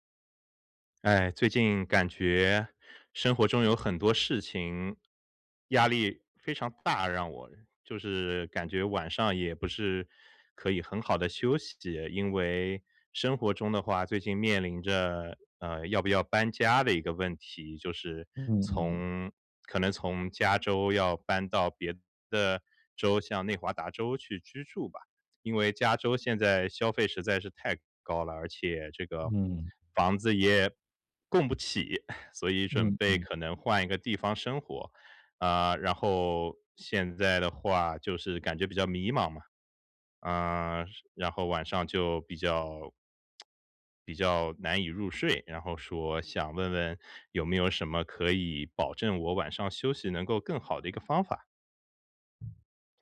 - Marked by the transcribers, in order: chuckle; lip smack; tapping
- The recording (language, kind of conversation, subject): Chinese, advice, 如何建立睡前放松流程来缓解夜间焦虑并更容易入睡？